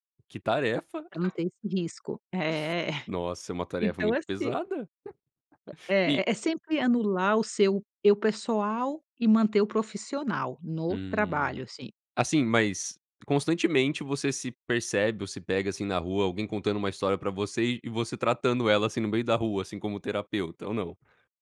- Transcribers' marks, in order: tapping; chuckle
- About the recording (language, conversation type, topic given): Portuguese, podcast, Como você equilibra o lado pessoal e o lado profissional?